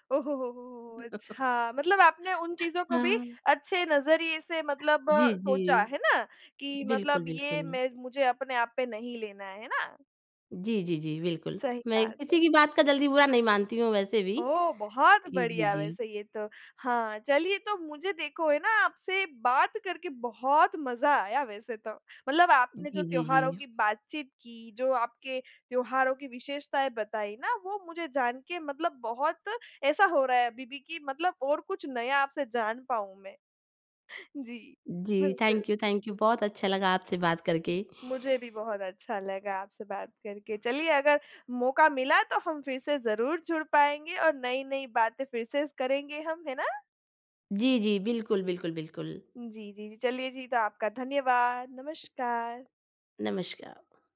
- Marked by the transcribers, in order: laugh; tapping; in English: "थैंक यू थैंक यू"
- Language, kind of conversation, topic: Hindi, podcast, त्योहारों का असल मतलब आपके लिए क्या है?